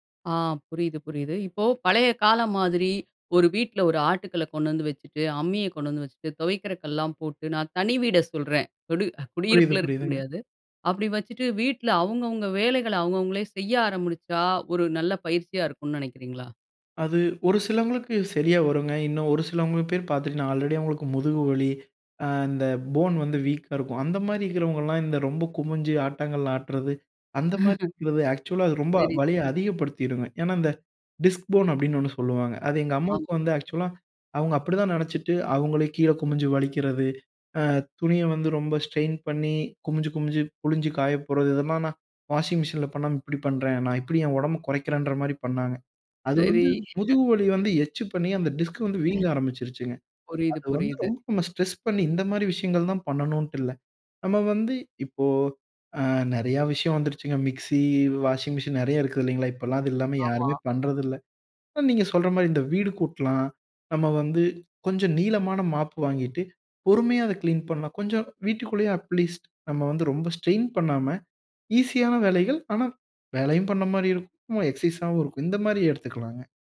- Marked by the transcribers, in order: laugh; in English: "ஆக்சுவலா"; in English: "டிஸ்க் போன்"; in English: "ஆக்சுவலா"; "நினைச்சுட்டு" said as "நினச்சுட்டு"; "துணியை" said as "துணிய"; in English: "ஸ்ட்ரெயின்"; laughing while speaking: "சரி"; "எக்ஸ்ட்ரா" said as "எச்சு"; laugh; in English: "டிஸ்க்"; "அதை" said as "அத"; in English: "அட்லீஸ்ட்"
- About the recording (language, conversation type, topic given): Tamil, podcast, ஒவ்வொரு நாளும் உடற்பயிற்சி பழக்கத்தை எப்படி தொடர்ந்து வைத்துக்கொள்கிறீர்கள்?